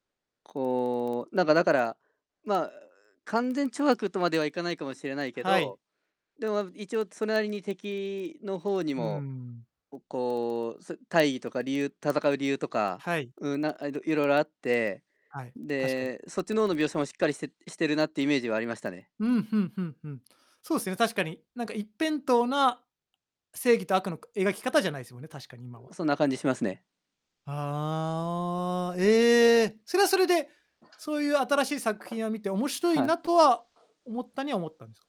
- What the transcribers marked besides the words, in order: distorted speech; tapping
- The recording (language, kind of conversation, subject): Japanese, unstructured, 普段、漫画やアニメはどのくらい見ますか？